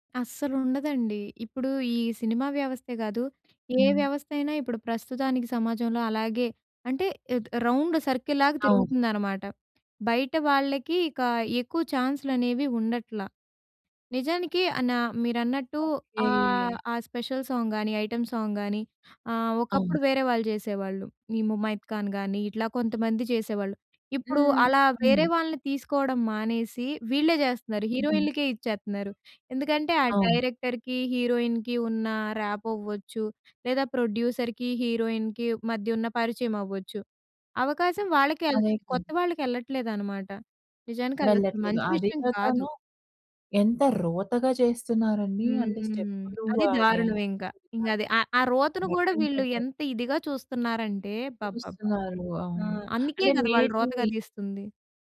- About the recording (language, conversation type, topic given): Telugu, podcast, రీమేక్‌లు సాధారణంగా అవసరమని మీరు నిజంగా భావిస్తారా?
- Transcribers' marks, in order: in English: "రౌండ్ సర్కిల్"; in English: "స్పెషల్ సాంగ్"; in English: "ఐటెమ్ సాంగ్"; in English: "హీరోయిన్‌లకే"; in English: "డైరెక్టర్‌కి, హీరోయిన్‌కి"; in English: "ర్యాపో"; in English: "ప్రొడ్యూసర్‌కి, హీరోయిన్‌కి"; in English: "డాన్స్"; in English: "నేట్ మూవీ"